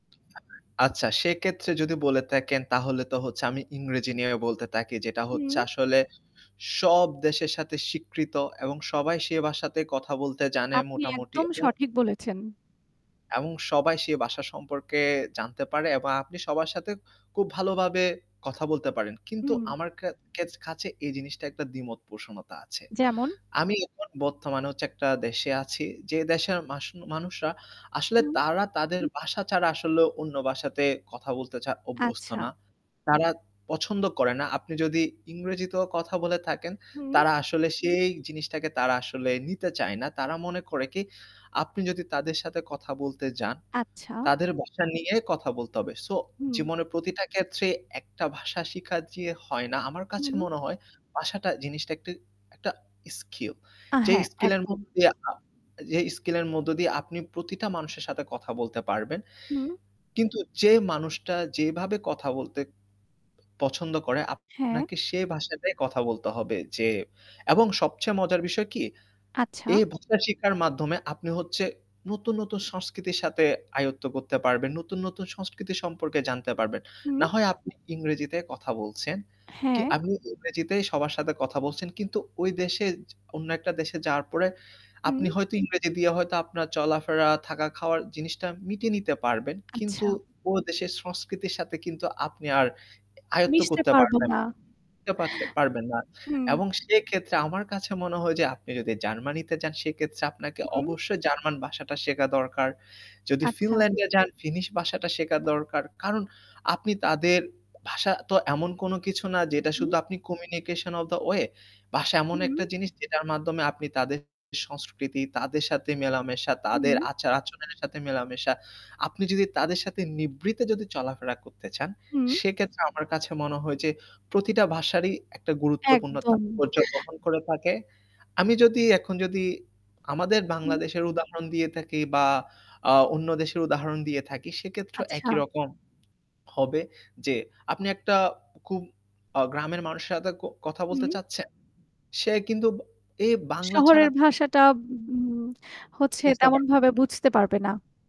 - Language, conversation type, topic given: Bengali, unstructured, আপনি যদি যেকোনো ভাষা শিখতে পারতেন, তাহলে কোন ভাষা শিখতে চাইতেন?
- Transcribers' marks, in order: tapping; mechanical hum; "সেক্ষেত্রে" said as "সেকেত্রে"; "থাকেন" said as "তাকেন"; "থাকি" said as "তাকি"; "ভাষাতে" said as "বাসাতে"; "ভাষা" said as "বাসা"; other background noise; "ভাষা" said as "বাসা"; "ভাষা" said as "বাসা"; "ভাষা" said as "বাসা"; "ভাষা" said as "বাসা"; static; "ভাষা" said as "বাসা"; "ভাষা" said as "বাসা"; in English: "Communication of the way"; "ভাষা" said as "বাসা"; "খুব" said as "কুব"; distorted speech